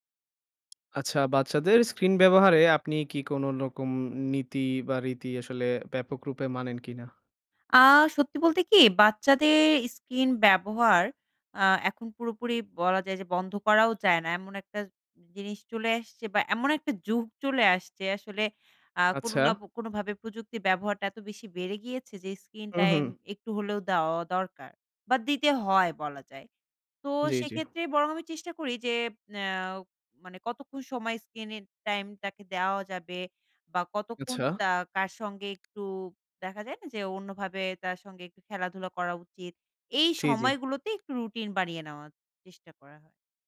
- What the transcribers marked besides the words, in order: in English: "screen"; in English: "screen"; in English: "screen"
- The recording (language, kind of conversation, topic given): Bengali, podcast, বাচ্চাদের স্ক্রিন ব্যবহারের বিষয়ে আপনি কী কী নীতি অনুসরণ করেন?